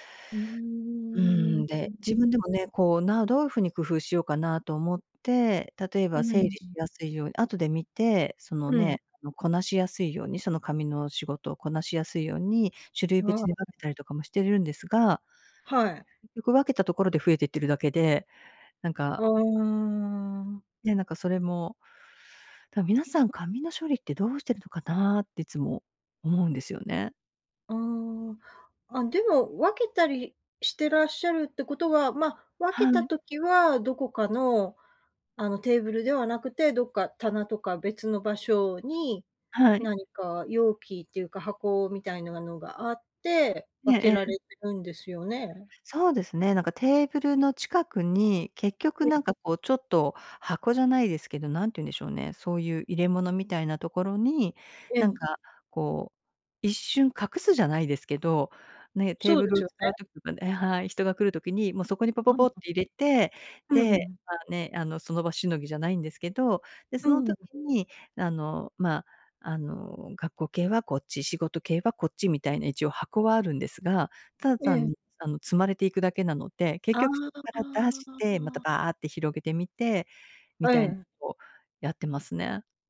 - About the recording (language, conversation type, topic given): Japanese, advice, 家でなかなかリラックスできないとき、どうすれば落ち着けますか？
- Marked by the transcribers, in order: tapping; other noise; unintelligible speech